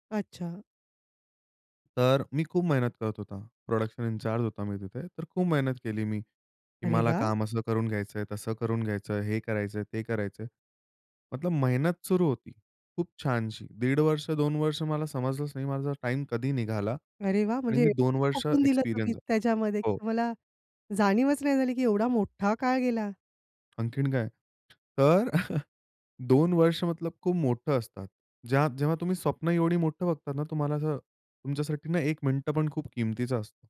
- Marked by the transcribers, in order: tapping; in English: "प्रोडक्शन इनचार्ज"; other background noise; chuckle
- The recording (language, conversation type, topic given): Marathi, podcast, यश मिळवण्यासाठी वेळ आणि मेहनत यांचं संतुलन तुम्ही कसं साधता?